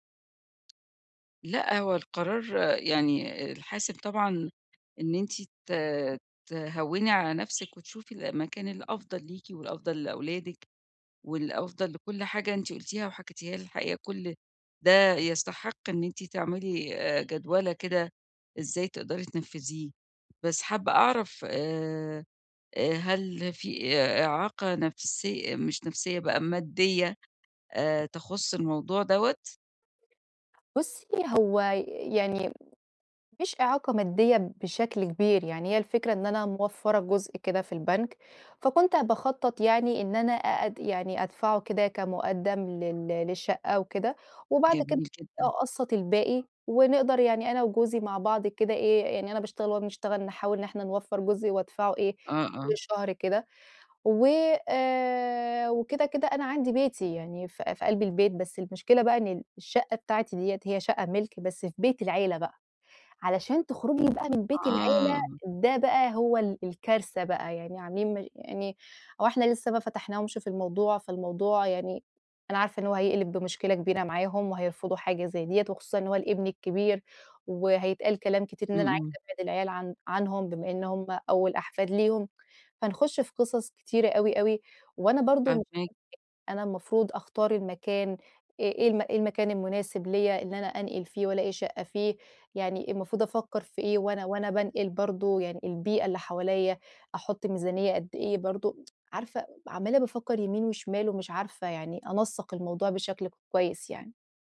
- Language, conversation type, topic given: Arabic, advice, إزاي أنسّق الانتقال بين البيت الجديد والشغل ومدارس العيال بسهولة؟
- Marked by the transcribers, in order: tapping; horn; other background noise; unintelligible speech; tsk